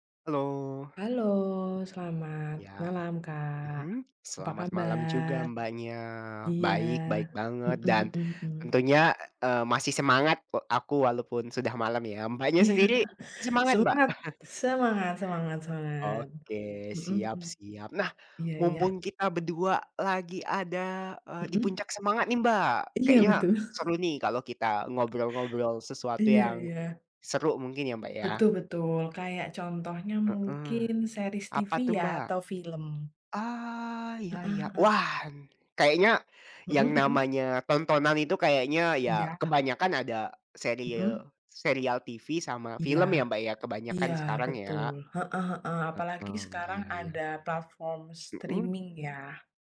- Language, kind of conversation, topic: Indonesian, unstructured, Apa yang lebih Anda nikmati: menonton serial televisi atau film?
- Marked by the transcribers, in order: laughing while speaking: "Iya"; chuckle; tapping; chuckle; other background noise; chuckle; in English: "series"; in English: "streaming"